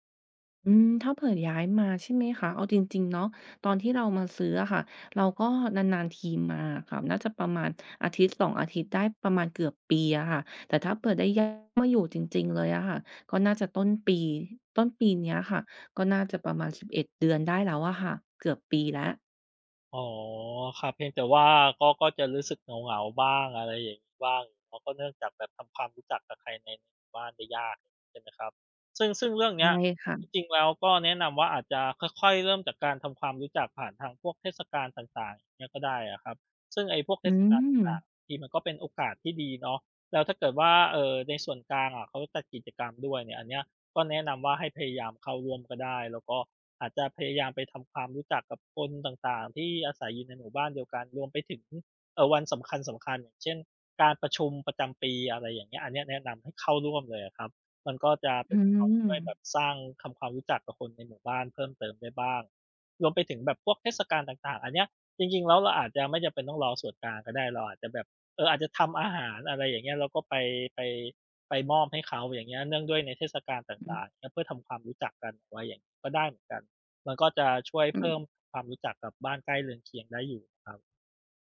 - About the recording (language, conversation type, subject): Thai, advice, ย้ายบ้านไปพื้นที่ใหม่แล้วรู้สึกเหงาและไม่คุ้นเคย ควรทำอย่างไรดี?
- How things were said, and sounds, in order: none